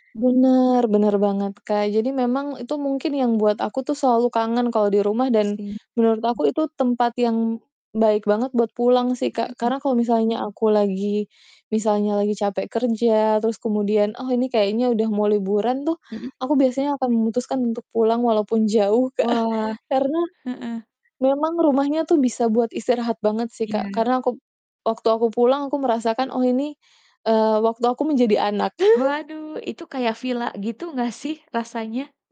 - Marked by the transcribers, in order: other background noise; distorted speech; chuckle; chuckle
- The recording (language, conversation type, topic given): Indonesian, podcast, Apa yang membuat rumahmu terasa seperti rumah yang sesungguhnya?